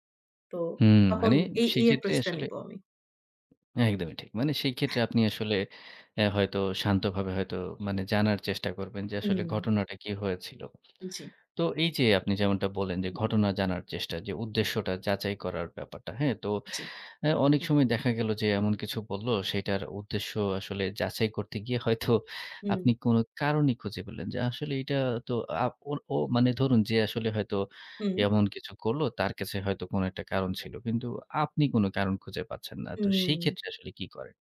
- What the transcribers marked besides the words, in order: none
- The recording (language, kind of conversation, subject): Bengali, podcast, অনলাইনে ভুল বোঝাবুঝি হলে তুমি কী করো?